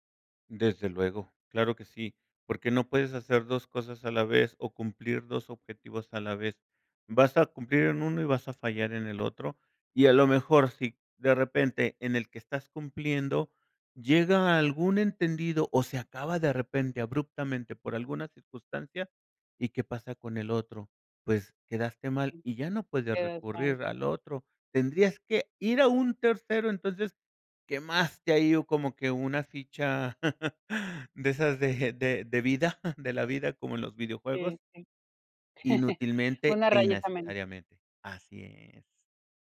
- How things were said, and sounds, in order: chuckle; laughing while speaking: "de esas de de de vida"; chuckle; chuckle
- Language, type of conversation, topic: Spanish, podcast, ¿Cómo decides cuándo decir “no” en el trabajo?